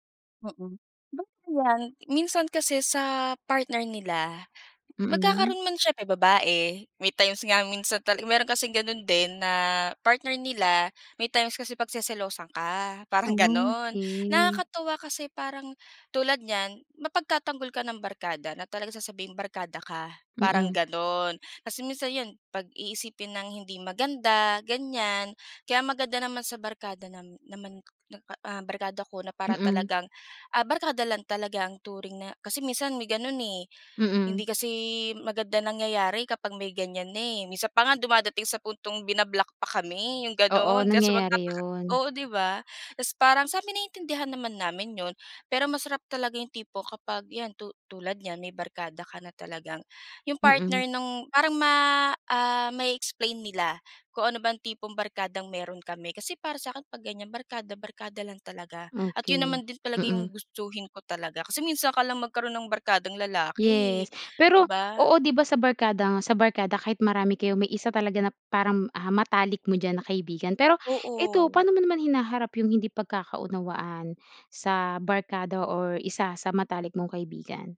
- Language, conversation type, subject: Filipino, podcast, Paano mo malalaman kung nahanap mo na talaga ang tunay mong barkada?
- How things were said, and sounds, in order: none